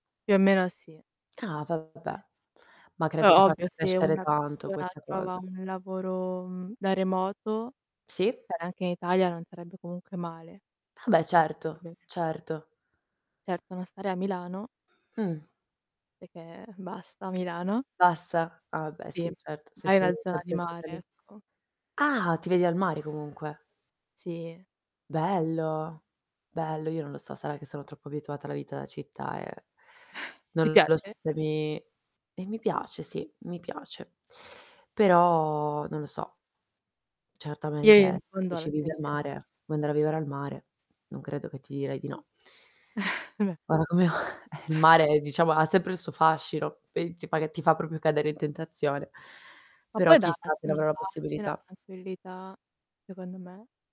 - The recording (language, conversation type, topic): Italian, unstructured, Come immagini la tua vita tra dieci anni?
- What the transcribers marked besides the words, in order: static; distorted speech; other noise; tapping; "cioè" said as "ceh"; unintelligible speech; "perché" said as "pecchè"; other background noise; inhale; unintelligible speech; unintelligible speech; chuckle; laughing while speaking: "o"; chuckle; unintelligible speech